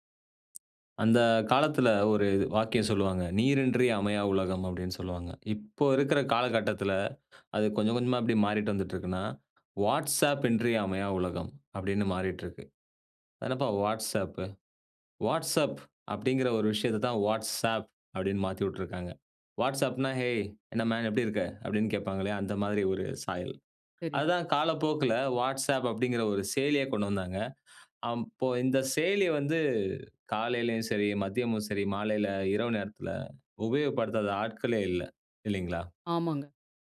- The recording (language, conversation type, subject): Tamil, podcast, வாட்ஸ்அப் குழுக்களை எப்படி கையாள்கிறீர்கள்?
- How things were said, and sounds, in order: other noise